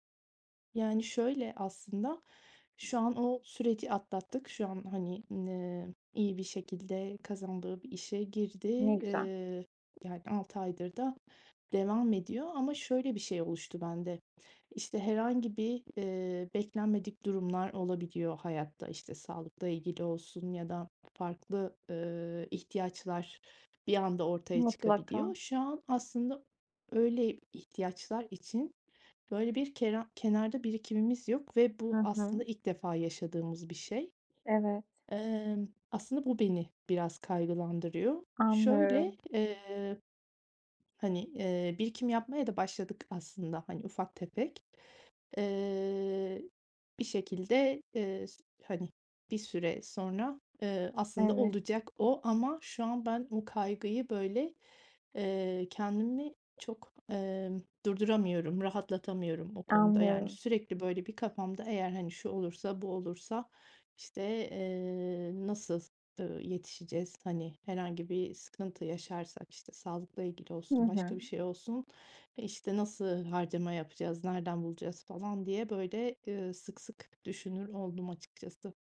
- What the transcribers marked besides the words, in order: other background noise; tapping
- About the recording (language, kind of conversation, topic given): Turkish, advice, Gelecek için para biriktirmeye nereden başlamalıyım?